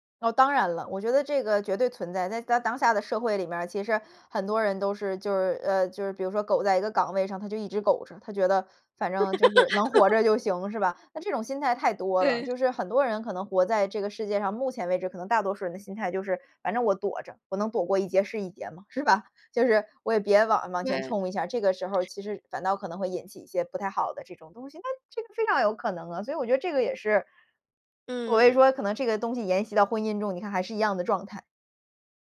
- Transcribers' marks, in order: laugh; laughing while speaking: "对"; other background noise
- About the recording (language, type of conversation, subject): Chinese, podcast, 你觉得如何区分家庭支持和过度干预？